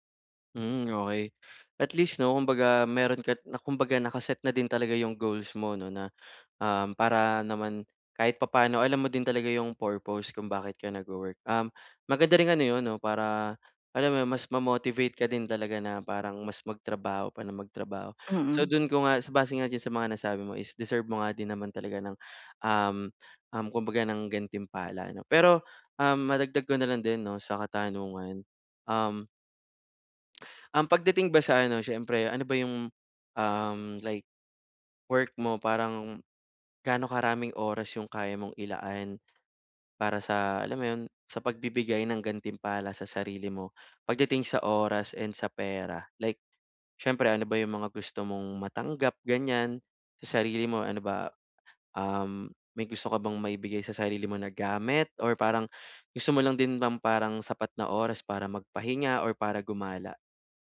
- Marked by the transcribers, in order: none
- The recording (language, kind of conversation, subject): Filipino, advice, Paano ako pipili ng gantimpalang tunay na makabuluhan?